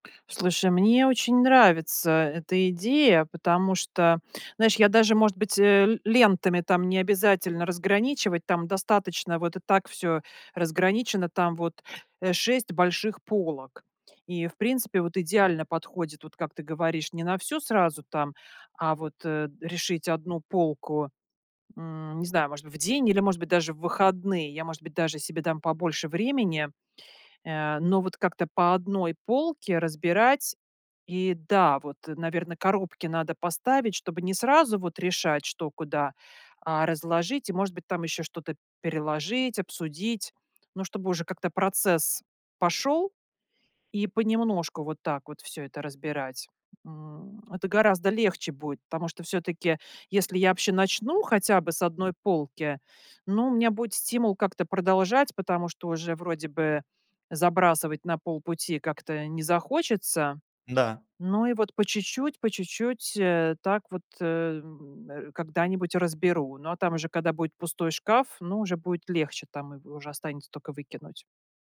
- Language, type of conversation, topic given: Russian, advice, Как постоянные отвлечения мешают вам завершить запланированные дела?
- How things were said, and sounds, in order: "знаешь" said as "наешь"; "когда" said as "када"